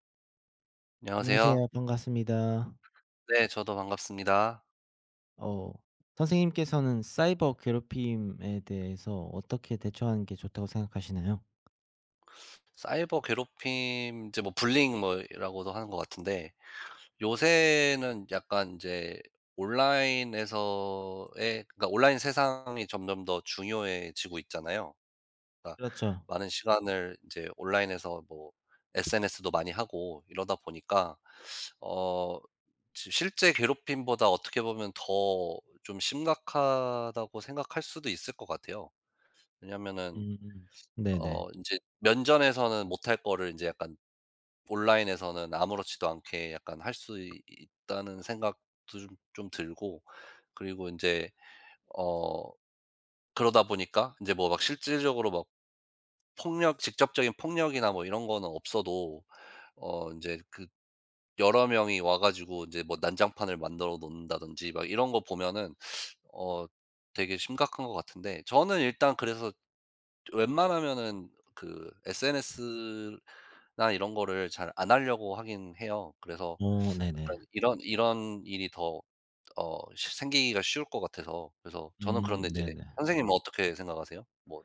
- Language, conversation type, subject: Korean, unstructured, 사이버 괴롭힘에 어떻게 대처하는 것이 좋을까요?
- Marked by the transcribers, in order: tapping; teeth sucking; in English: "불링"; teeth sucking; other background noise; teeth sucking